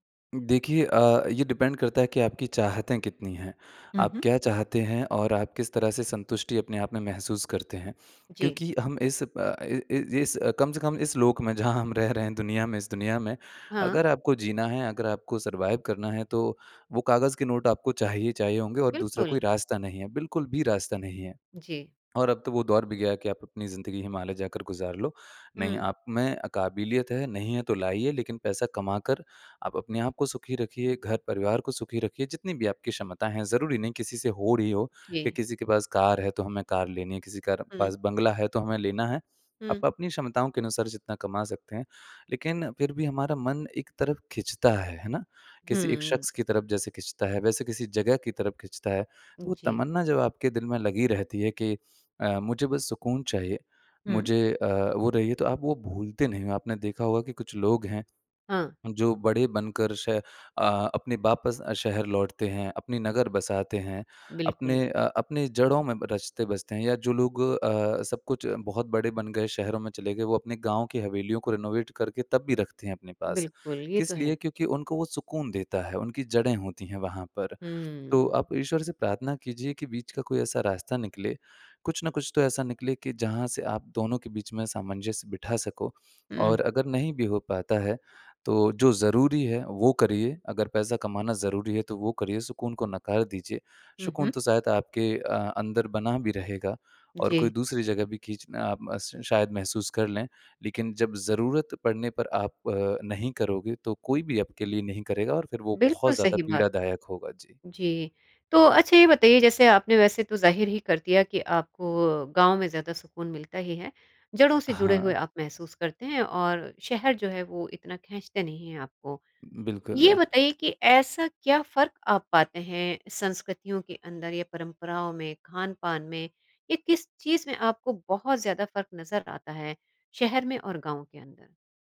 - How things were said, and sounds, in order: in English: "डिपेंड"; laughing while speaking: "जहाँ हम रह रहे हैं"; in English: "सर्वाइव"; in English: "नोट"; in English: "रेनोवेट"; "सुकून" said as "शुकून"; "शायद" said as "सायद"
- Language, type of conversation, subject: Hindi, podcast, क्या कभी ऐसा हुआ है कि आप अपनी जड़ों से अलग महसूस करते हों?